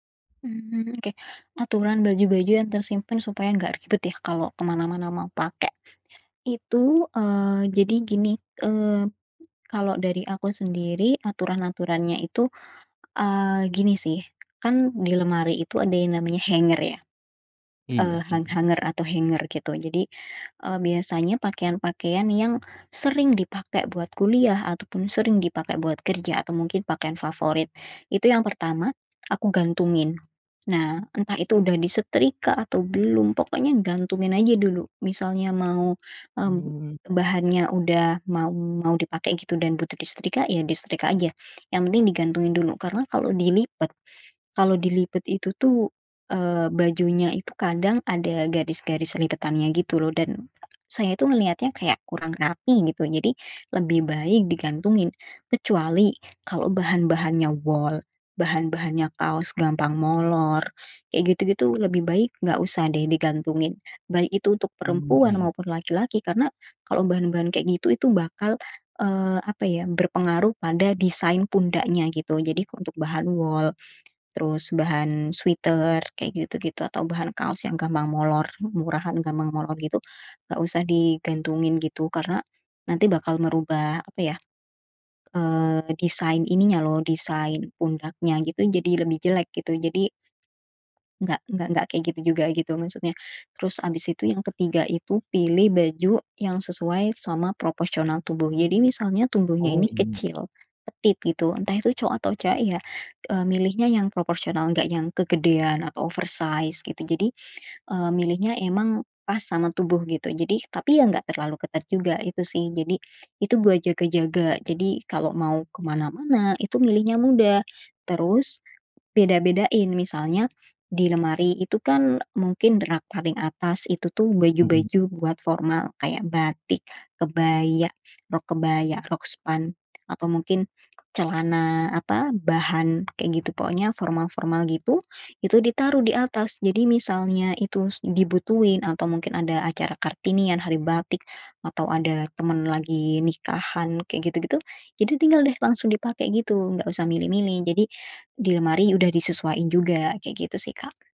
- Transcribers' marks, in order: in English: "sweater"; other background noise; in English: "petite"; in English: "oversize"
- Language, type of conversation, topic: Indonesian, podcast, Bagaimana cara kamu memadupadankan pakaian untuk sehari-hari?